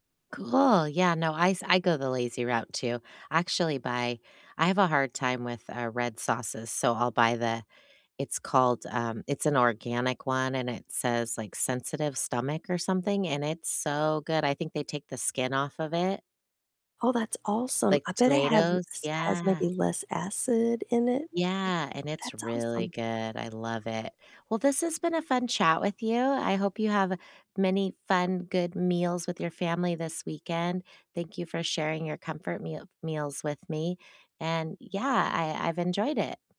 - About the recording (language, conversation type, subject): English, unstructured, What are your go-to comfort foods that feel both comforting and nourishing?
- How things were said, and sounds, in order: other background noise